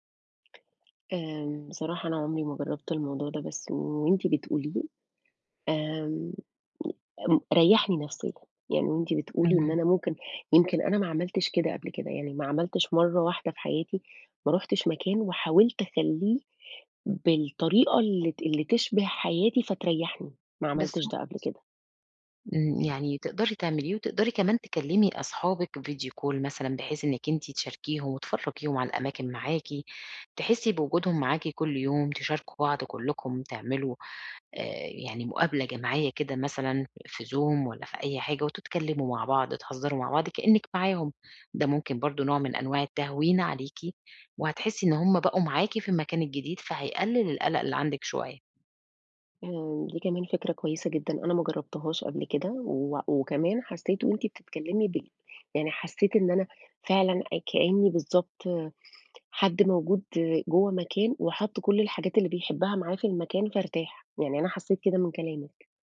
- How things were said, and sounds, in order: tapping; other noise; in English: "video call"
- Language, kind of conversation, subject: Arabic, advice, إزاي أتعامل مع قلقي لما بفكر أستكشف أماكن جديدة؟